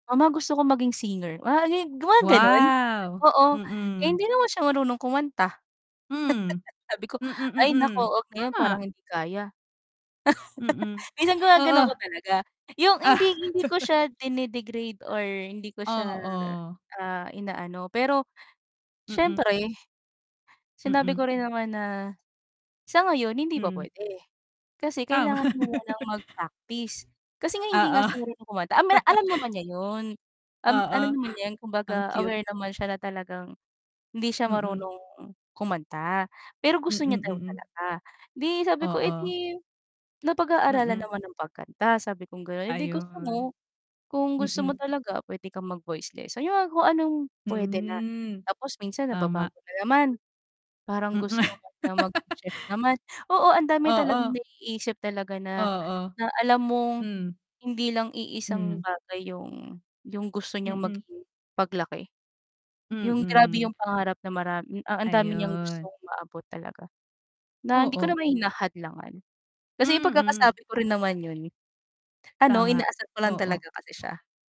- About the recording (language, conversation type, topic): Filipino, unstructured, Ano ang masasabi mo sa mga taong nagsasabing huwag kang mangarap nang mataas?
- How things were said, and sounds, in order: distorted speech; laugh; laugh; other background noise; chuckle; laugh; laugh; inhale; laugh